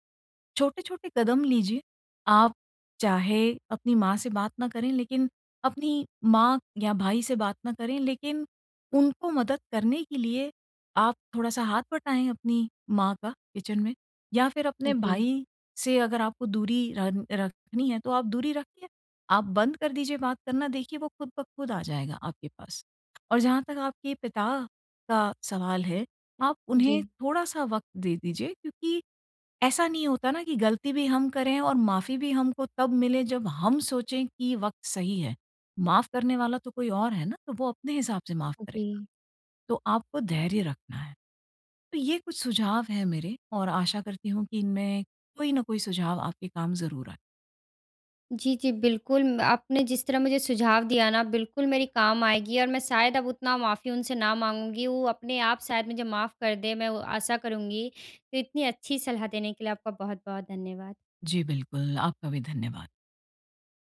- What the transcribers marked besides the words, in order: in English: "किचन"; tapping
- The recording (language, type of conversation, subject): Hindi, advice, मैं अपनी गलती स्वीकार करके उसे कैसे सुधारूँ?